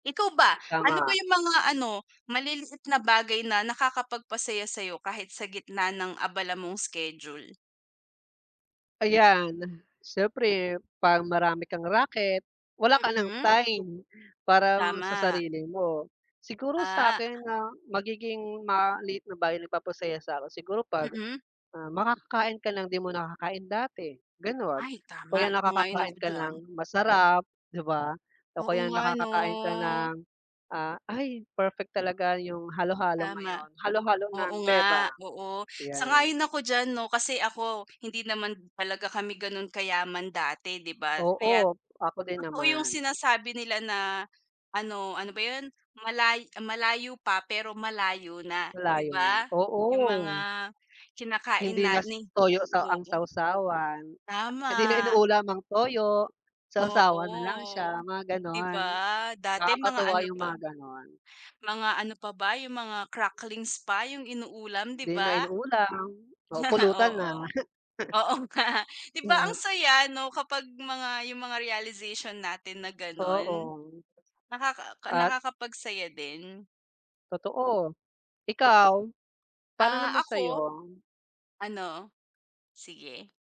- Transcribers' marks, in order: tapping; other background noise; drawn out: "'no"; laugh; laughing while speaking: "oo nga"; chuckle
- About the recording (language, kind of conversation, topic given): Filipino, unstructured, Ano ang ginagawa mo araw-araw para maging masaya?